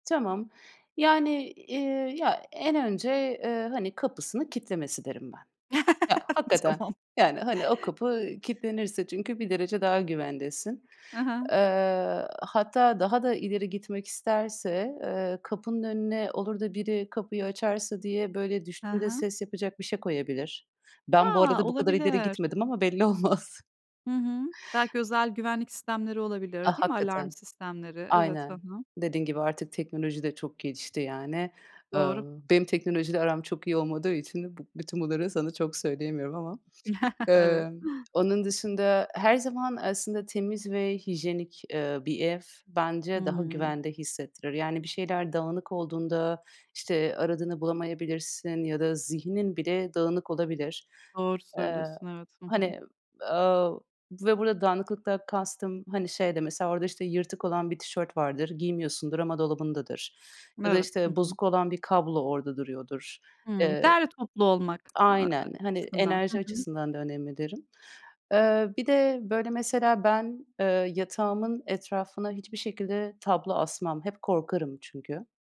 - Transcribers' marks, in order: chuckle; tapping; chuckle
- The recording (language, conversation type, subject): Turkish, podcast, Evde kendini en güvende hissettiğin an hangisi?